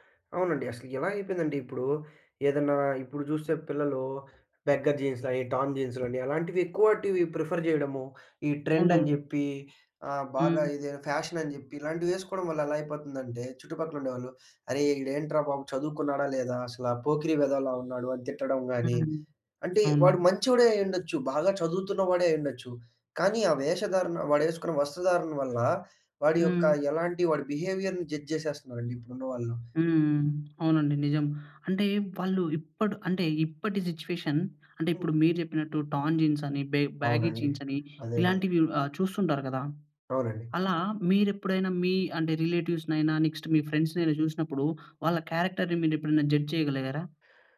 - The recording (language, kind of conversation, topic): Telugu, podcast, సాంప్రదాయ దుస్తులు మీకు ఎంత ముఖ్యం?
- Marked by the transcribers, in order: in English: "బెగ్గర్"; in English: "టోర్న్"; in English: "ప్రిఫర్"; in English: "ట్రెండ్"; unintelligible speech; in English: "బిహేవియర్‍ని జడ్జ్"; in English: "సిట్యుయేషన్"; in English: "టోర్న్ జీన్స్"; in English: "బ్యాగీ జీన్స్"; other background noise; in English: "రిలేటివ్స్‌నైన, నెక్స్ట్"; in English: "ఫ్రెండ్స్‌నైన"; in English: "క్యారెక్టర్‌ని"; in English: "జడ్జ్"